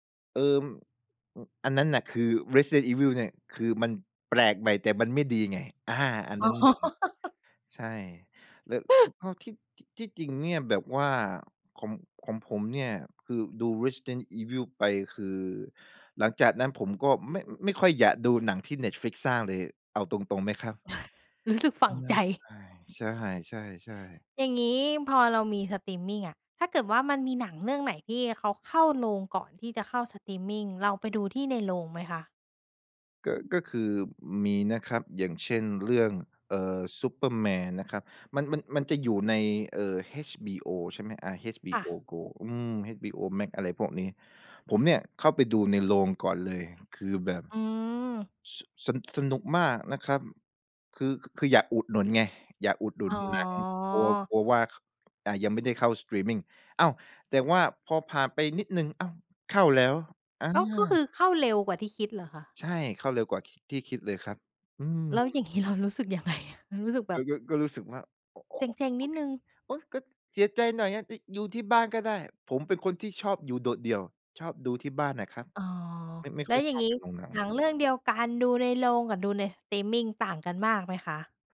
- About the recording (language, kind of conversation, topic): Thai, podcast, สตรีมมิ่งเปลี่ยนวิธีการเล่าเรื่องและประสบการณ์การดูภาพยนตร์อย่างไร?
- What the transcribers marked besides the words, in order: laugh; chuckle; sigh; in English: "สตรีมมิง"; laughing while speaking: "งี้เรารู้สึกยังไงอะ ?"; "เซ็ง ๆ" said as "เจ็ง ๆ"; "ดู" said as "ยู"; in English: "สตรีมมิง"